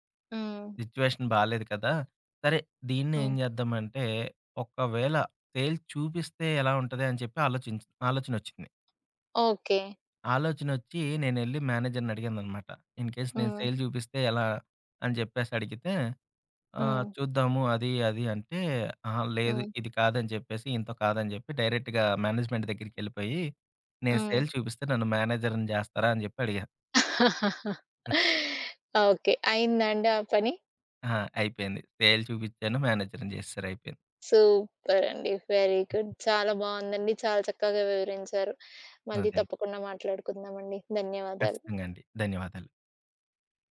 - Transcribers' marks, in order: in English: "సిట్యుయేషన్"; in English: "సేల్స్"; in English: "మేనేజర్‌ని"; in English: "ఇన్‌కేస్"; in English: "సేల్"; in English: "డైరెక్ట్‌గా మేనేజ్మెంట్"; in English: "సేల్"; in English: "మేనేజర్‌ని"; laugh; in English: "సేల్"; in English: "మేనేజర్‌ని"; in English: "సూపర్ అండి. వెరీ గుడ్"; other background noise
- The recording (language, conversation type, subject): Telugu, podcast, నిరాశను ఆశగా ఎలా మార్చుకోవచ్చు?